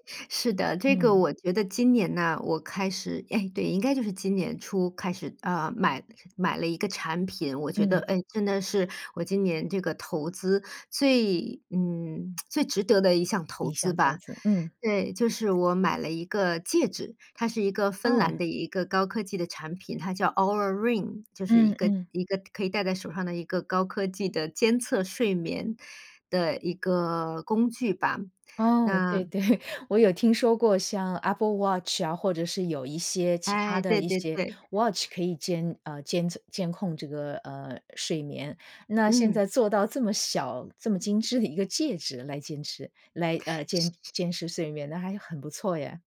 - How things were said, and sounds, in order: tsk; chuckle; in English: "watch"
- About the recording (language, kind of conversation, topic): Chinese, podcast, 你平时会怎么平衡使用电子设备和睡眠？